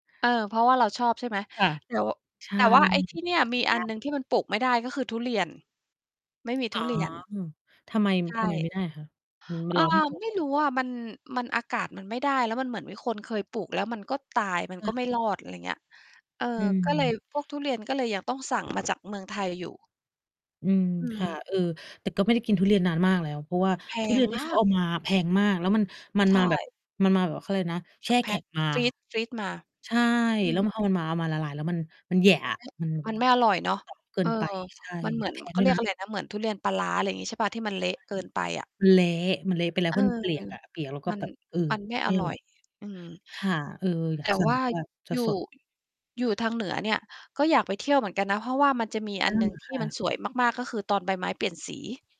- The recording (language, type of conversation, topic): Thai, unstructured, คุณคิดว่าการปลูกต้นไม้ส่งผลดีต่อชุมชนอย่างไร?
- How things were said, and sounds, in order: distorted speech; mechanical hum; other background noise; tapping; unintelligible speech; "เปียกอะ" said as "เปลียก"